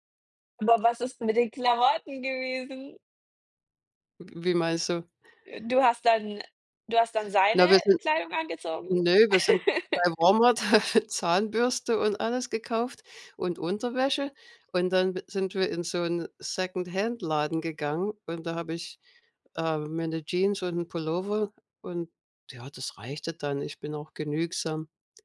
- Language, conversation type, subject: German, unstructured, Wie bereitest du dich auf eine neue Reise vor?
- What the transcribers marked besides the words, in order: joyful: "Aber was ist mit den Klamotten gewesen?"; laugh; chuckle; tapping